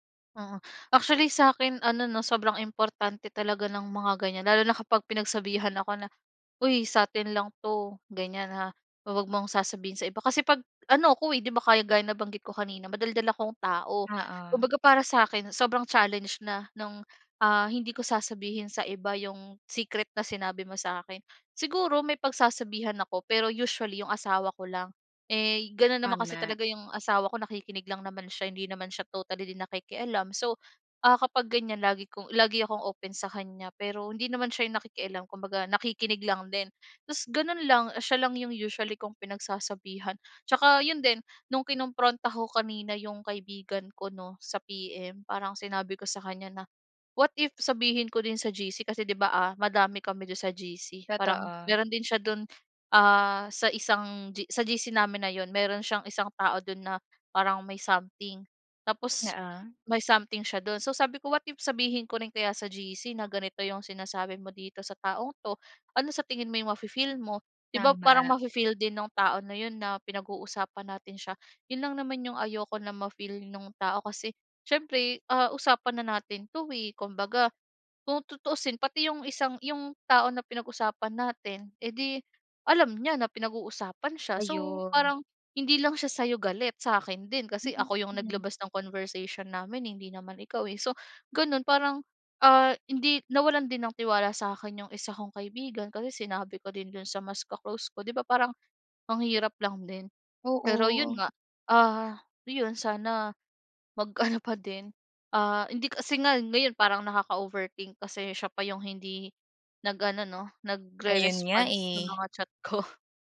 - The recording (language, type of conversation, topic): Filipino, podcast, Paano nakatutulong ang pagbabahagi ng kuwento sa pagbuo ng tiwala?
- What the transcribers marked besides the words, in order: none